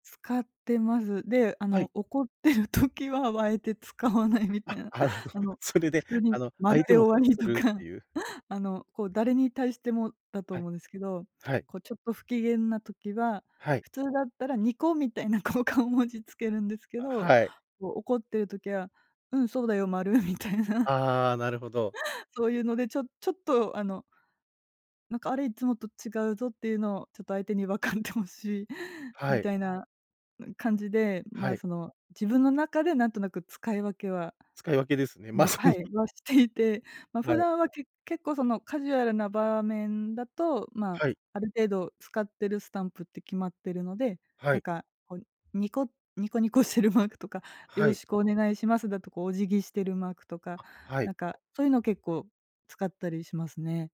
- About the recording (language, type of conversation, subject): Japanese, podcast, メールやLINEでの言葉遣いについて、どう考えていますか？
- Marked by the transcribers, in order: laughing while speaking: "いる時は、あえて使わないみたいな"; laughing while speaking: "あの"; tapping; laughing while speaking: "みたいな"; laugh; laughing while speaking: "分かって欲しい"; laughing while speaking: "まさに"; laughing while speaking: "してる"